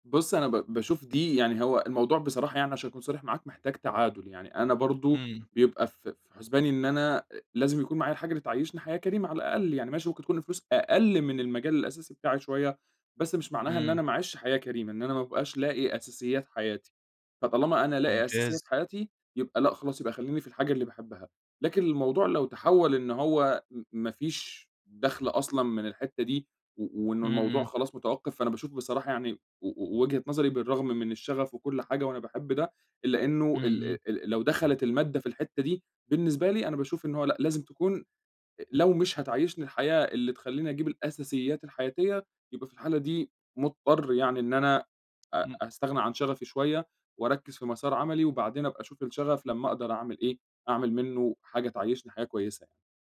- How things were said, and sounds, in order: tapping
- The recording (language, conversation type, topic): Arabic, podcast, إمتى تقرر تغيّر مسار شغلك؟